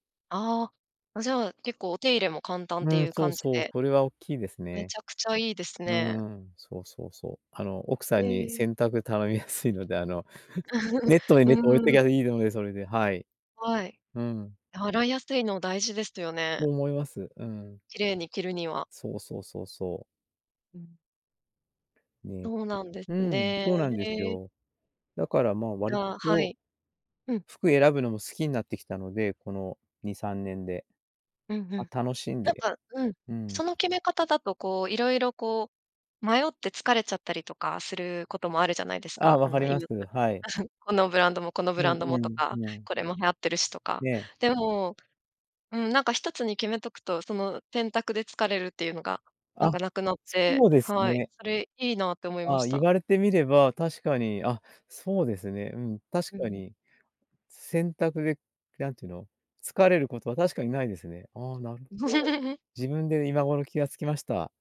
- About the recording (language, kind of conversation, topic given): Japanese, podcast, 今の服の好みはどうやって決まった？
- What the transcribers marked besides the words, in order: other background noise; tapping; laughing while speaking: "やすいので"; chuckle; unintelligible speech; chuckle; chuckle